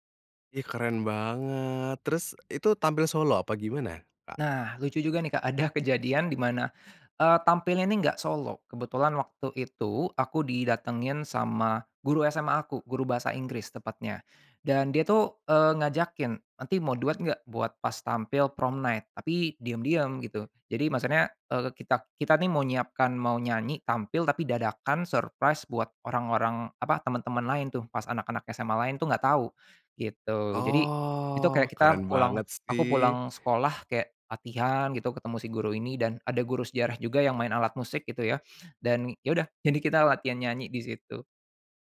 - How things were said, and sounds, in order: in English: "prom night?"; in English: "surprise"; drawn out: "Oh"
- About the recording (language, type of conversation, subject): Indonesian, podcast, Lagu apa yang membuat kamu merasa seperti pulang atau merasa nyaman?